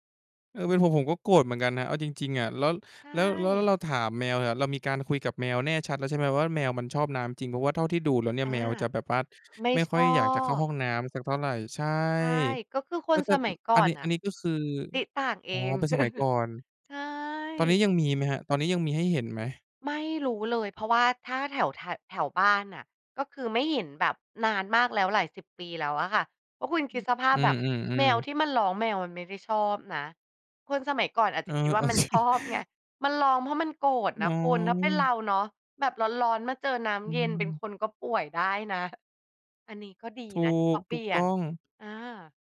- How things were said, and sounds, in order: chuckle; other background noise; laughing while speaking: "เค"
- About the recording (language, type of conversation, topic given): Thai, podcast, ประเพณีไทยมักผูกโยงกับฤดูกาลใดบ้าง?